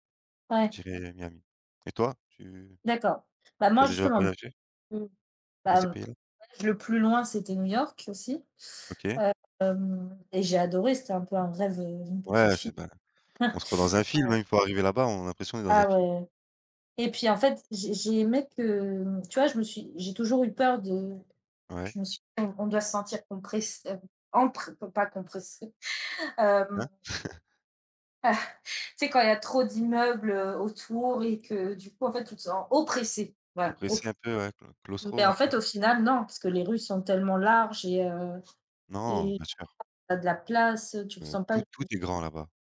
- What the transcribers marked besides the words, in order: chuckle; chuckle; stressed: "oppressé"; tapping; "claustrophobe" said as "claustro"
- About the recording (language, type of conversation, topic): French, unstructured, Est-ce que voyager devrait être un droit pour tout le monde ?